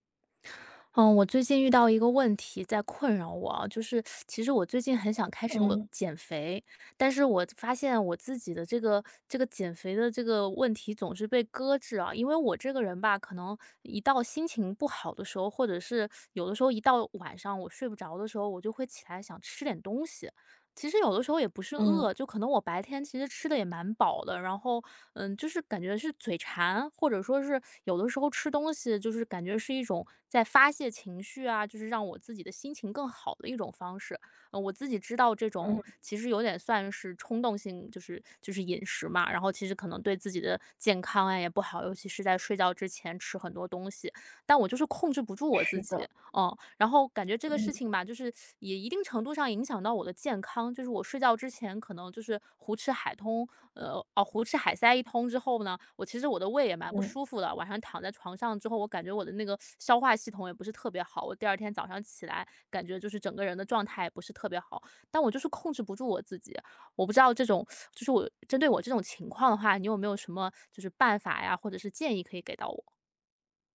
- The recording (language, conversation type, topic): Chinese, advice, 情绪化时想吃零食的冲动该怎么控制？
- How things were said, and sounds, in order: teeth sucking; teeth sucking; teeth sucking